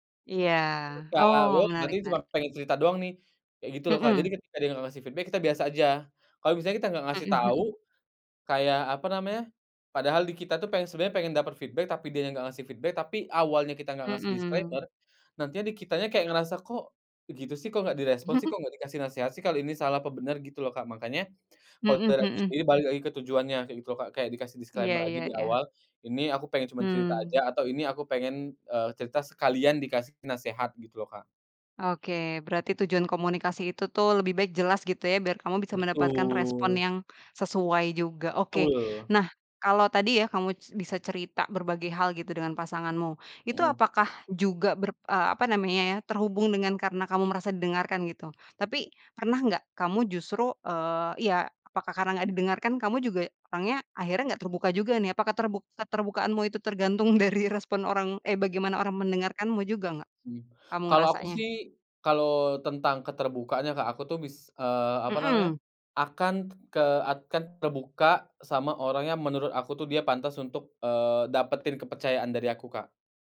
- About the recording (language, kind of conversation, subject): Indonesian, podcast, Bisakah kamu menceritakan pengalaman saat kamu benar-benar merasa didengarkan?
- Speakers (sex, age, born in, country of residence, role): female, 30-34, Indonesia, Indonesia, host; male, 30-34, Indonesia, Indonesia, guest
- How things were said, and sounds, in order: unintelligible speech; in English: "feedback"; in English: "feedback"; in English: "feedback"; in English: "disclaimer"; laugh; in English: "disclaimer"; tapping; laughing while speaking: "dari"